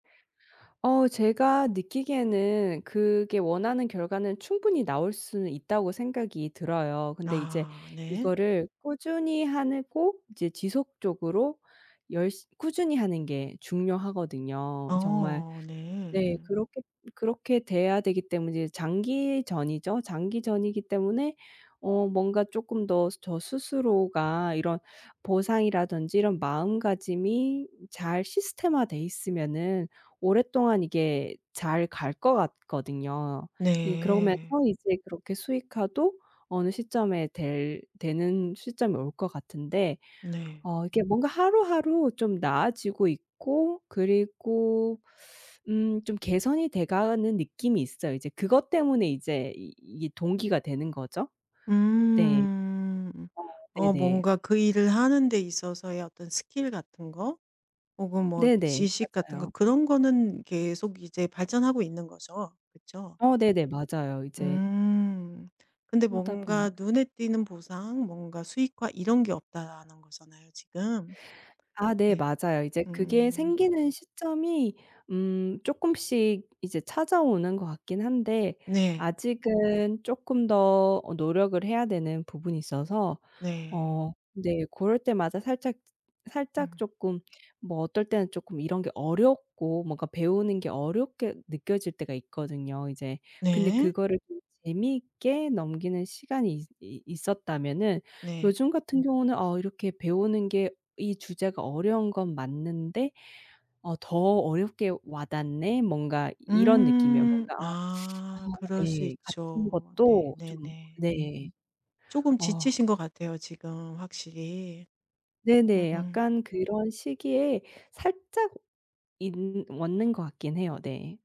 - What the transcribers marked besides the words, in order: other background noise; "해내고" said as "하내고"; other noise
- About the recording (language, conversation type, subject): Korean, advice, 노력에 대한 보상이 없어서 동기를 유지하기 힘들 때 어떻게 해야 하나요?
- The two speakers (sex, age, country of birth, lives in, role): female, 30-34, South Korea, United States, user; female, 50-54, South Korea, Germany, advisor